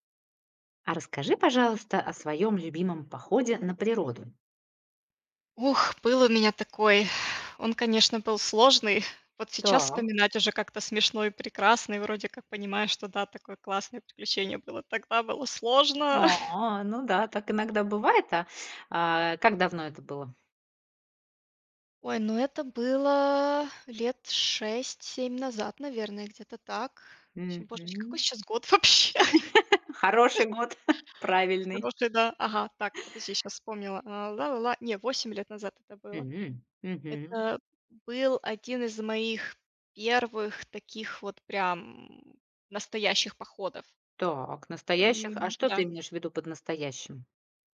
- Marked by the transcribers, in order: sigh; chuckle; tapping; laugh; laughing while speaking: "вообще?"; laugh; other background noise; chuckle; grunt
- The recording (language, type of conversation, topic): Russian, podcast, Какой поход на природу был твоим любимым и почему?